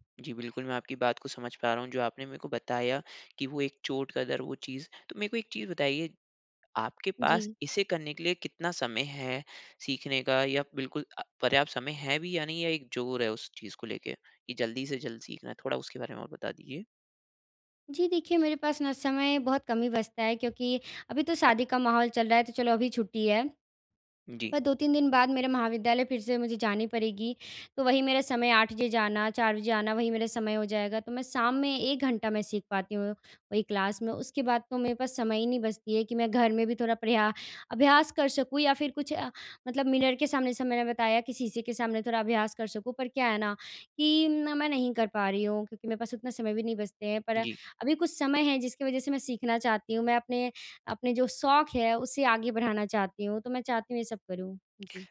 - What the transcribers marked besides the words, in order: in English: "क्लास"; in English: "मिरर"
- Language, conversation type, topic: Hindi, advice, मुझे नया शौक शुरू करने में शर्म क्यों आती है?